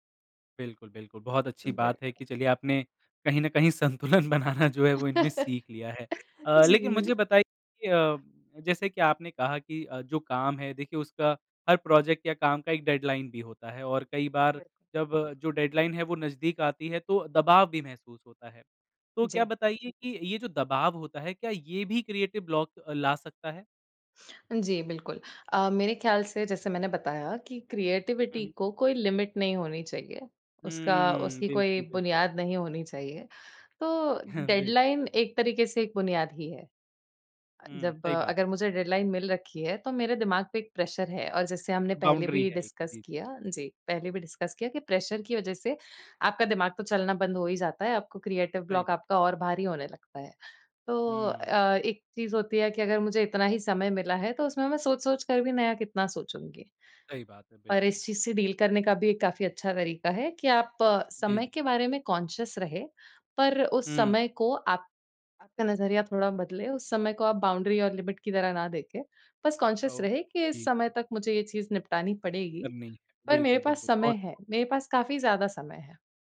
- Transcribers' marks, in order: tapping; laughing while speaking: "संतुलन बनाना"; laughing while speaking: "जी, बिल्कुल"; in English: "प्रोजेक्ट"; in English: "डेडलाइन"; in English: "डेडलाइन"; in English: "क्रिएटिव ब्लॉक"; in English: "क्रिएटिविटी"; in English: "लिमिट"; in English: "डेडलाइन"; in English: "डेडलाइन"; in English: "प्रेशर"; in English: "डिस्कस"; in English: "बाउंड्री"; in English: "डिस्कस"; in English: "प्रेशर"; in English: "क्रिएटर ब्लॉक"; in English: "डील"; in English: "कॉन्शियस"; in English: "बाउंड्री"; in English: "लिमिट"; in English: "कॉन्शियस"
- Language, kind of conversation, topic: Hindi, podcast, रचनात्मक अवरोध आने पर आप क्या करते हैं?